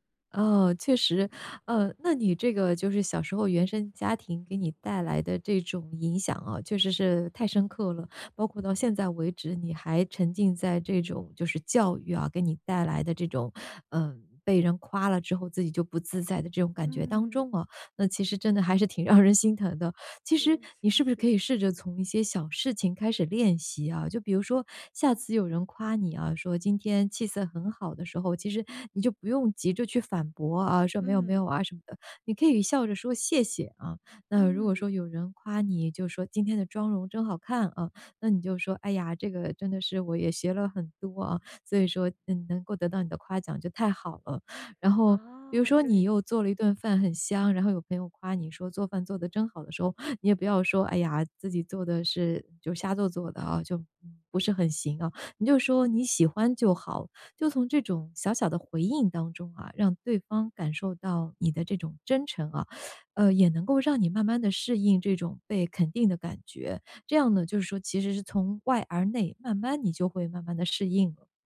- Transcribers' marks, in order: other background noise
- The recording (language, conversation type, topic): Chinese, advice, 为什么我很难接受别人的赞美，总觉得自己不配？